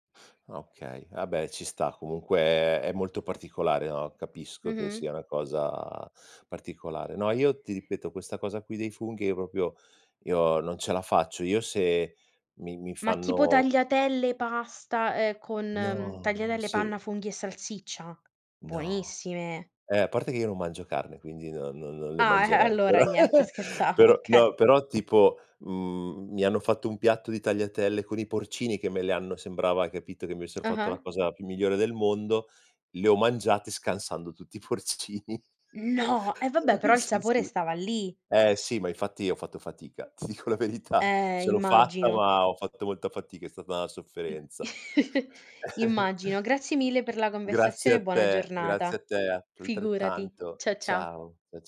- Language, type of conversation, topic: Italian, unstructured, Qual è il tuo piatto preferito e perché ti rende felice?
- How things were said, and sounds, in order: chuckle; "proprio" said as "propio"; tapping; laughing while speaking: "e"; laughing while speaking: "scherzavo, occhè"; giggle; "okay" said as "occhè"; surprised: "No"; laughing while speaking: "tutti i porcini. Si, si"; chuckle; laughing while speaking: "ti dico la verità"; chuckle; other background noise